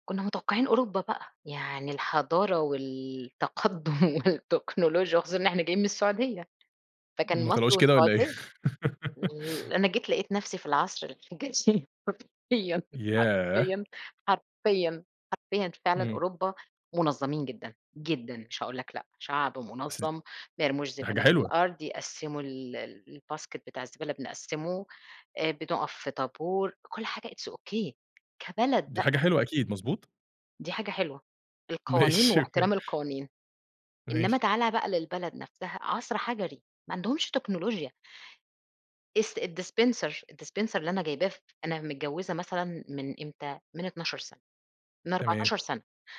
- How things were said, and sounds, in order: laugh; laughing while speaking: "الحجري"; in English: "الBasket"; in English: "it's okay"; laughing while speaking: "ماشي، أوكي"; in English: "dis الdispenser الdispenser"
- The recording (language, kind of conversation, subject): Arabic, podcast, احكيلي عن قرار أخدته وغيّر مجرى حياتك إزاي؟